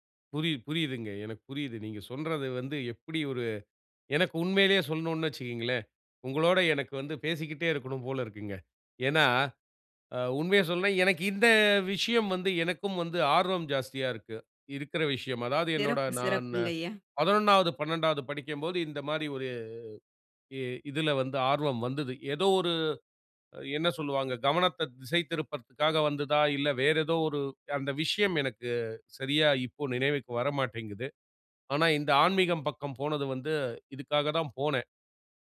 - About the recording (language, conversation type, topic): Tamil, podcast, ஒரு சாதாரண நாளில் நீங்கள் சிறிய கற்றல் பழக்கத்தை எப்படித் தொடர்கிறீர்கள்?
- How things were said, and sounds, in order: other background noise